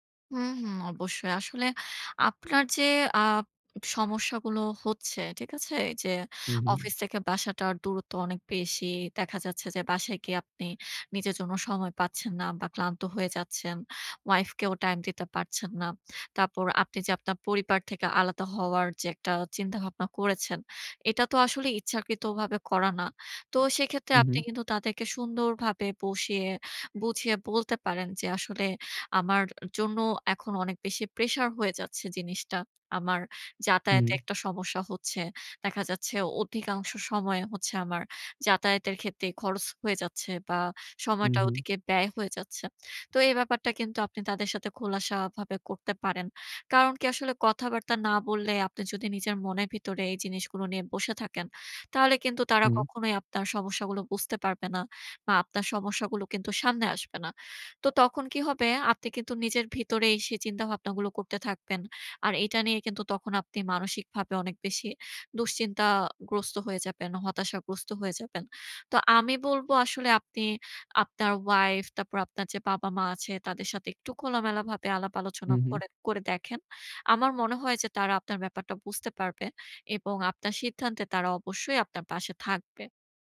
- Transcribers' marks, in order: tapping; other background noise; "খোলামেলাভাবে" said as "কোলামেলাভাবে"
- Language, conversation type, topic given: Bengali, advice, একই বাড়িতে থাকতে থাকতেই আলাদা হওয়ার সময় আপনি কী ধরনের আবেগীয় চাপ অনুভব করছেন?